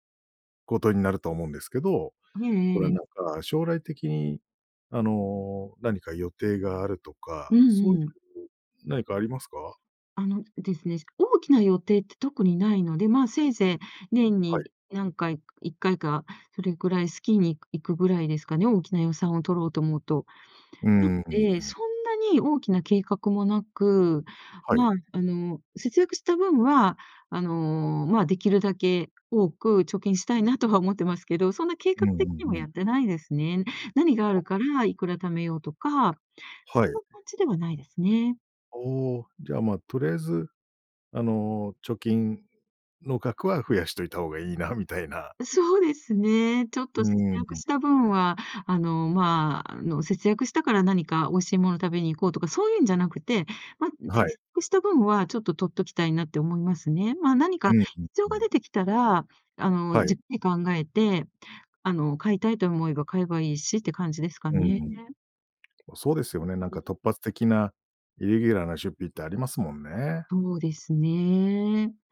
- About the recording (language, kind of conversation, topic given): Japanese, podcast, 今のうちに節約する派？それとも今楽しむ派？
- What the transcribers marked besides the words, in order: other background noise